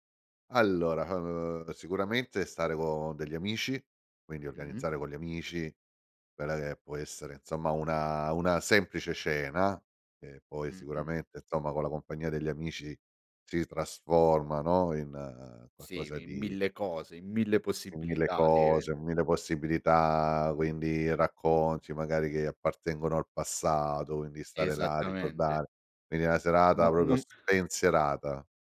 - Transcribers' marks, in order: drawn out: "uhm"; chuckle
- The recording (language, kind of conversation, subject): Italian, podcast, Qual è la tua idea di una serata perfetta dedicata a te?